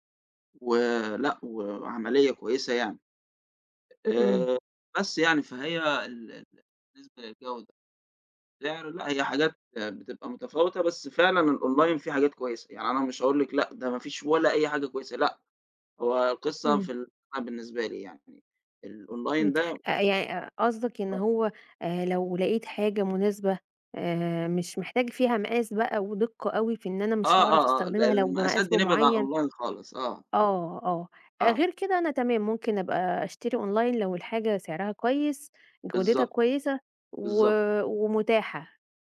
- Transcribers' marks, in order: in English: "الأونلاين"; in English: "الأونلاين"; other background noise; in English: "الأونلاين"; in English: "أونلاين"
- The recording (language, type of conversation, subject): Arabic, podcast, بتفضل تشتري أونلاين ولا من السوق؟ وليه؟
- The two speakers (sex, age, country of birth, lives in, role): female, 35-39, Egypt, Egypt, host; male, 20-24, United Arab Emirates, Egypt, guest